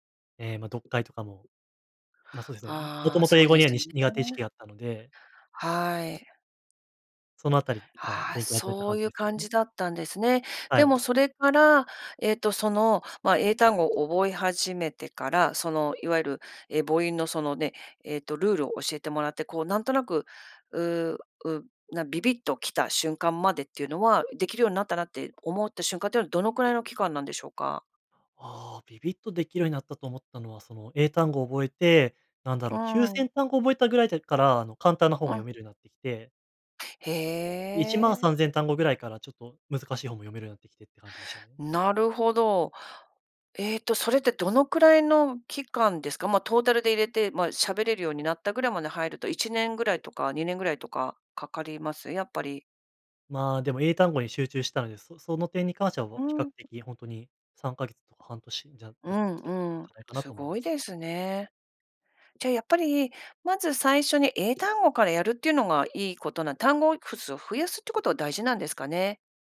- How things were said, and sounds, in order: sneeze
- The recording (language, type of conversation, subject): Japanese, podcast, 上達するためのコツは何ですか？